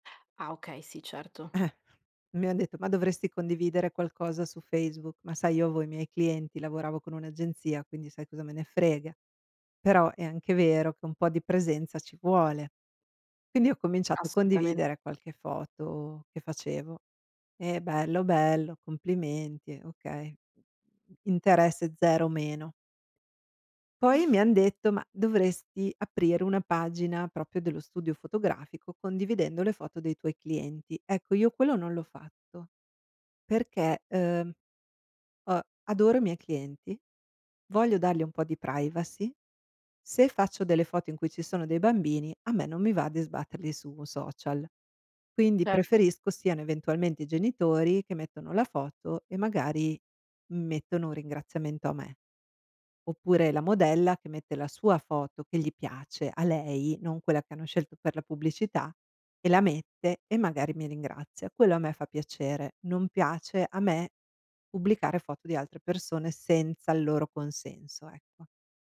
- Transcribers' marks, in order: scoff; chuckle; "proprio" said as "propio"
- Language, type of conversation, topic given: Italian, podcast, Che differenza senti, per te, tra la tua identità online e quella offline?